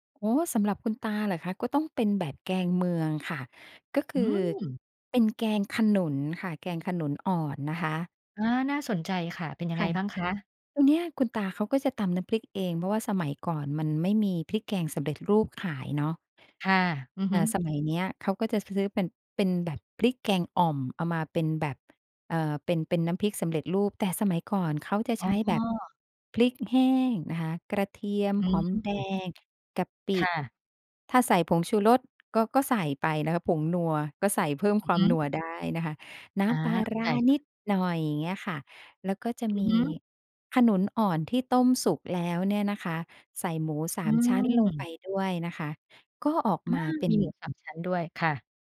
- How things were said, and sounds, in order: tapping
- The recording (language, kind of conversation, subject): Thai, podcast, อาหารจานไหนที่ทำให้คุณคิดถึงคนในครอบครัวมากที่สุด?